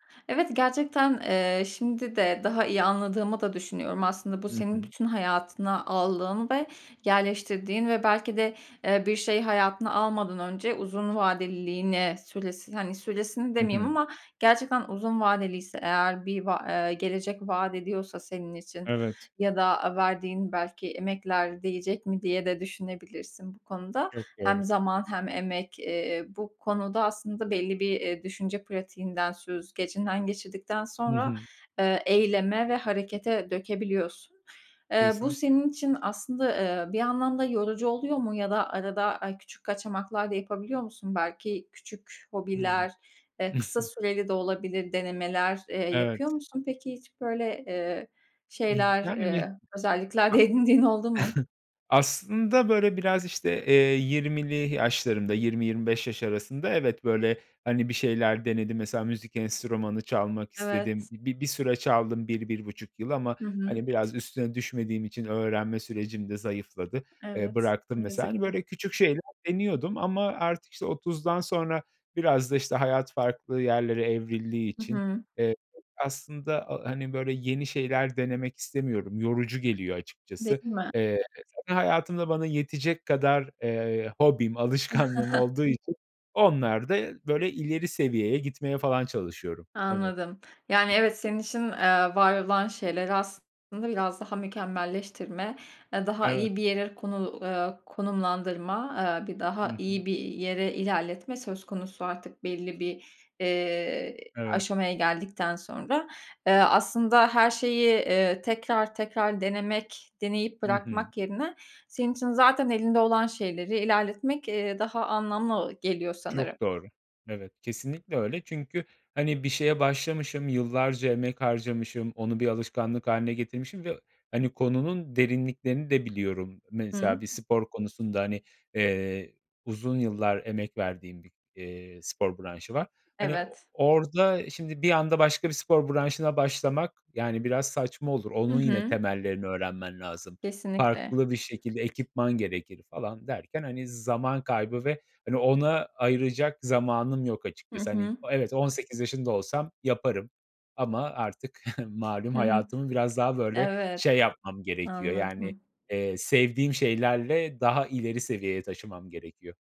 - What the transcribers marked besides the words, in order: chuckle; chuckle; laughing while speaking: "de edindiğin oldu mu?"; chuckle; other background noise; chuckle
- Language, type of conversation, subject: Turkish, podcast, Hayatınızı değiştiren küçük ama etkili bir alışkanlık neydi?